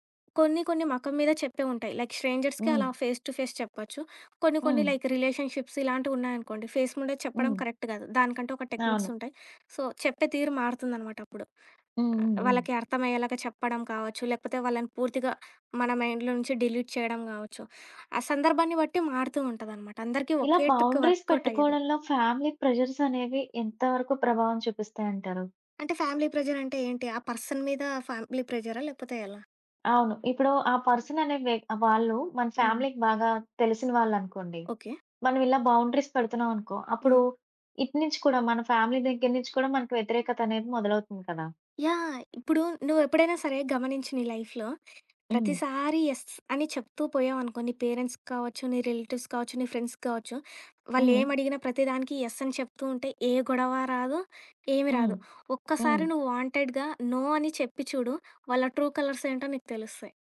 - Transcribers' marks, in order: in English: "లైక్ స్ట్రేంజర్స్‌కే"; in English: "ఫేస్ టు ఫేస్"; in English: "లైక్ రిలేషన్‌షిప్స్"; in English: "ఫేస్"; in English: "కరెక్ట్"; in English: "టెక్నిక్స్"; in English: "సో"; other background noise; in English: "మైండ్‌లో"; in English: "డిలీట్"; in English: "బౌండరీస్"; in English: "వర్కౌట్"; in English: "ఫ్యామిలీ ప్రెజర్స్"; in English: "ఫ్యామిలీ ప్రెషర్"; in English: "పర్సన్"; in English: "ఫ్యామిలీ"; in English: "పర్సన్"; in English: "ఫ్యామిలీకి"; in English: "బౌండరీస్"; in English: "ఫ్యామిలీ"; in English: "లైఫ్‌లో"; in English: "యెస్"; in English: "పేరెంట్స్‌కి"; in English: "రిలేటివ్స్"; in English: "ఫ్రెండ్స్‌కి"; in English: "యెస్"; in English: "వాంటెడ్‌గా నో"; in English: "ట్రూ కలర్స్"
- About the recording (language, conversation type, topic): Telugu, podcast, ఎవరితోనైనా సంబంధంలో ఆరోగ్యకరమైన పరిమితులు ఎలా నిర్ణయించి పాటిస్తారు?